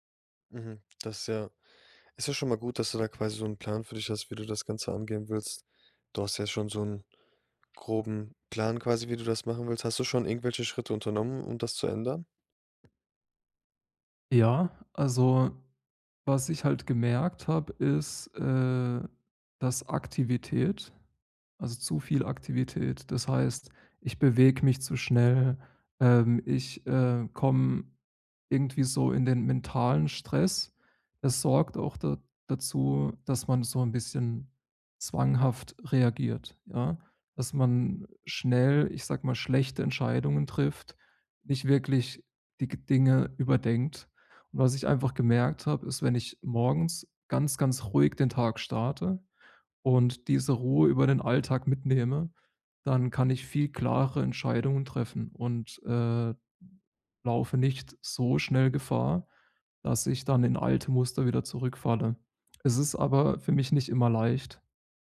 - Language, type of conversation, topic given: German, advice, Wie kann ich alte Muster loslassen und ein neues Ich entwickeln?
- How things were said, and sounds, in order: none